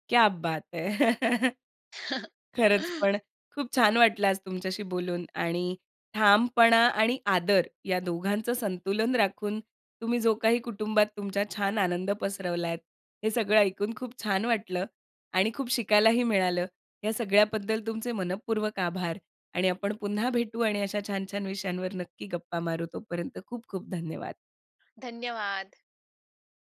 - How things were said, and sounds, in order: chuckle
- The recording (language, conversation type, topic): Marathi, podcast, कुटुंबातील मतभेदांमध्ये ठामपणा कसा राखता?